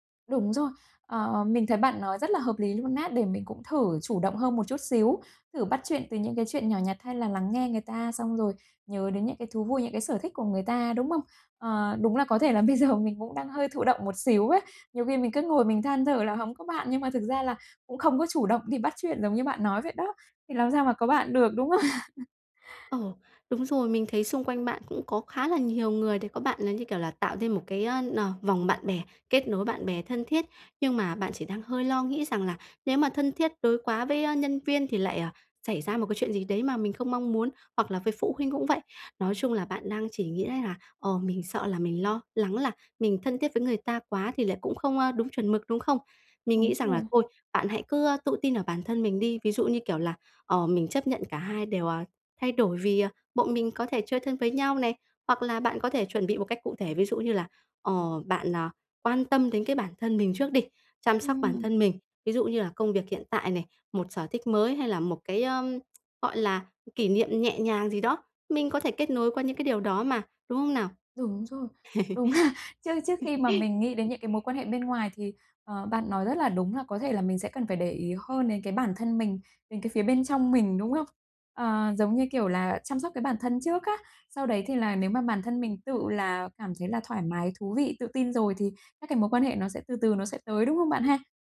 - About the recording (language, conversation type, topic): Vietnamese, advice, Mình nên làm gì khi thấy khó kết nối với bạn bè?
- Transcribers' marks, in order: tapping; laughing while speaking: "bây giờ"; laughing while speaking: "đúng không?"; laughing while speaking: "là"; laugh